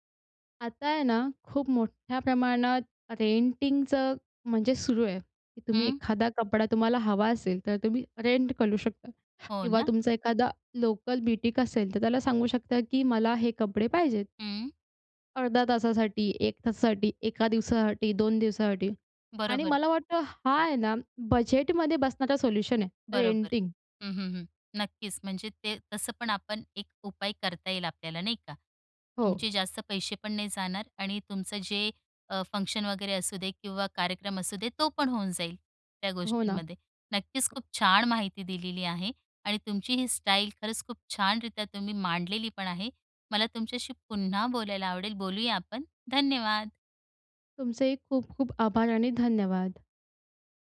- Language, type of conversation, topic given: Marathi, podcast, तुम्ही स्वतःची स्टाईल ठरवताना साधी-सरळ ठेवायची की रंगीबेरंगी, हे कसे ठरवता?
- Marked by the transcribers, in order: in English: "रेंटिंगचं"; in English: "रेंट"; in English: "लोकल ब्युटीक"; in English: "रेंटिंग"; other background noise